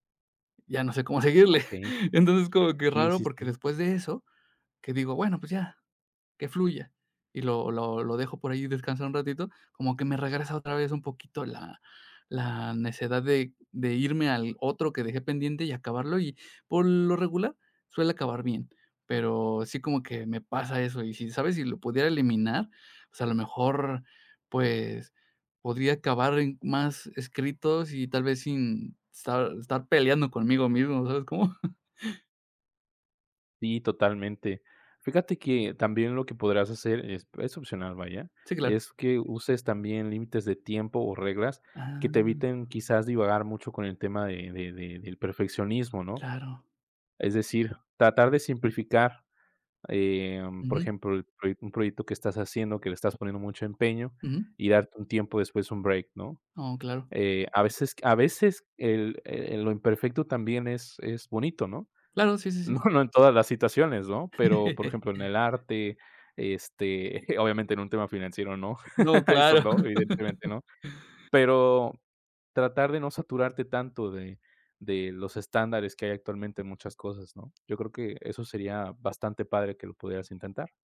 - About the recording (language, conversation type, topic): Spanish, advice, ¿Cómo puedo superar la parálisis por perfeccionismo que me impide avanzar con mis ideas?
- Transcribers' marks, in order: tapping; laughing while speaking: "seguirle"; laughing while speaking: "¿Sabes cómo?"; other background noise; laughing while speaking: "no"; chuckle; laughing while speaking: "obviamente"; chuckle